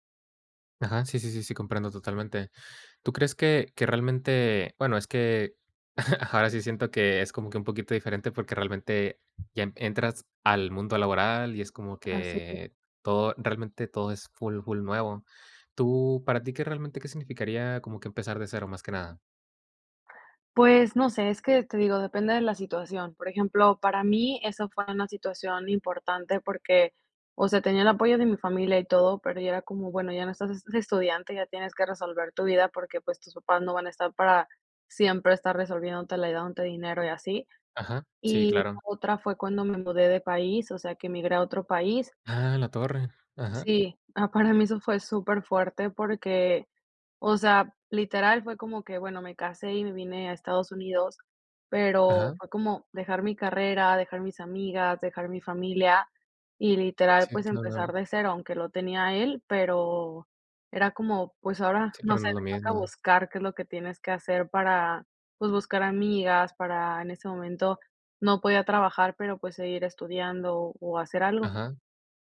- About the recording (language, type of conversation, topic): Spanish, podcast, ¿Qué consejo práctico darías para empezar de cero?
- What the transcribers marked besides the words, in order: chuckle; tapping; unintelligible speech